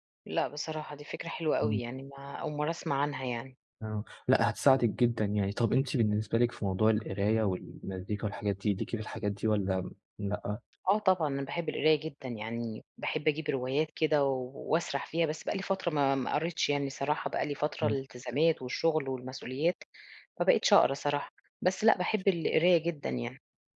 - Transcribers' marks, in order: tapping
- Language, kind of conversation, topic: Arabic, advice, إزاي أنظم عاداتي قبل النوم عشان يبقى عندي روتين نوم ثابت؟